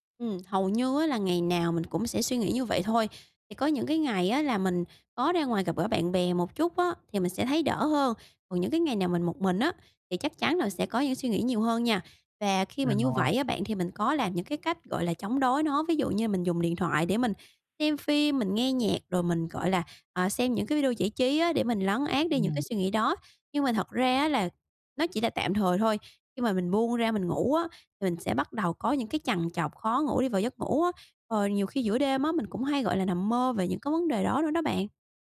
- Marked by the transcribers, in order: tapping; other background noise
- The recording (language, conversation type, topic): Vietnamese, advice, Làm sao để tôi bớt suy nghĩ tiêu cực về tương lai?